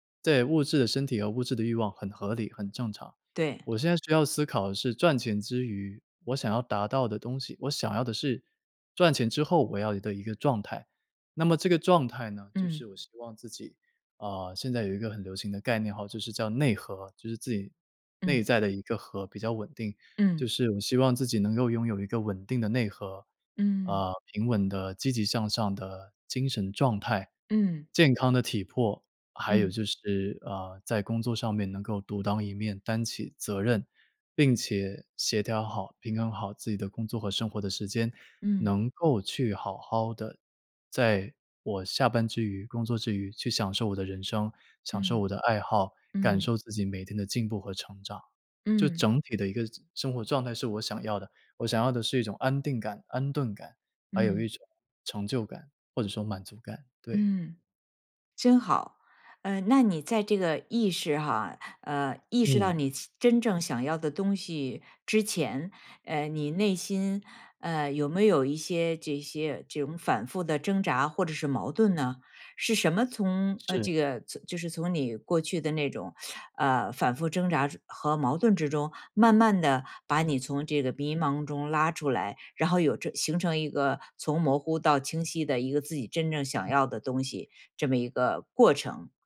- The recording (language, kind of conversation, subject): Chinese, podcast, 你是什么时候意识到自己真正想要什么的？
- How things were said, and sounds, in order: other background noise